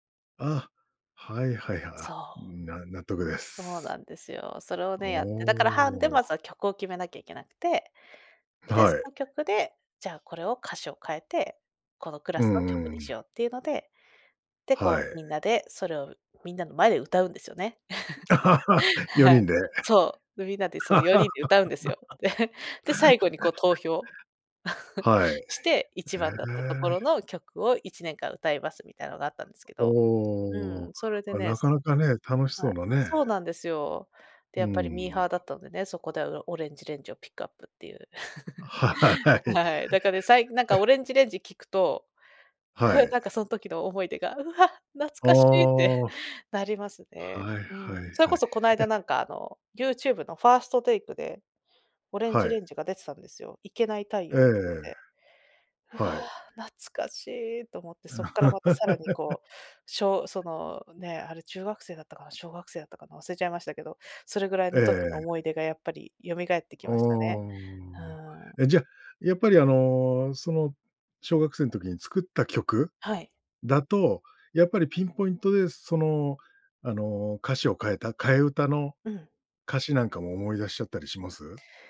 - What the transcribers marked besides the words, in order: other background noise; giggle; other noise; laugh; laugh; chuckle; chuckle; laughing while speaking: "はい"; chuckle; laugh
- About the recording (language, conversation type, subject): Japanese, podcast, 懐かしい曲を聴くとどんな気持ちになりますか？